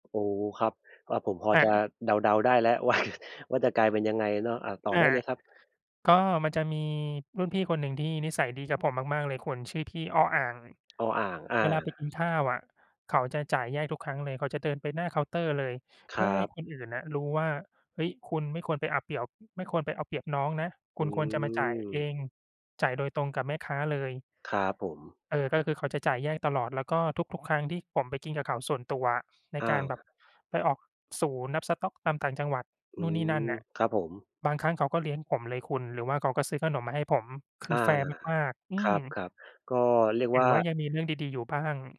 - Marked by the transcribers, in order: tapping; laughing while speaking: "ว่า"; other background noise
- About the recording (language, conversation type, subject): Thai, unstructured, คุณเคยเจอเรื่องไม่คาดคิดอะไรในที่ทำงานบ้างไหม?